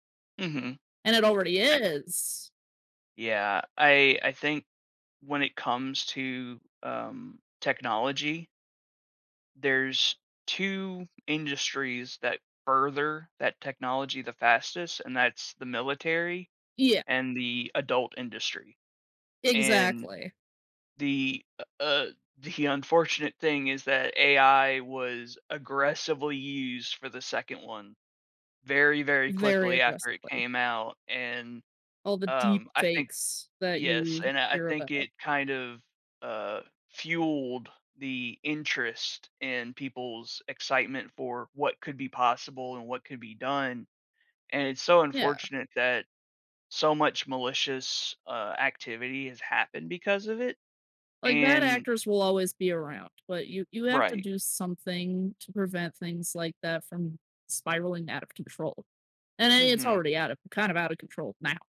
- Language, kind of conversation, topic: English, unstructured, How can I cope with rapid technological changes in entertainment?
- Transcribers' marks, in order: none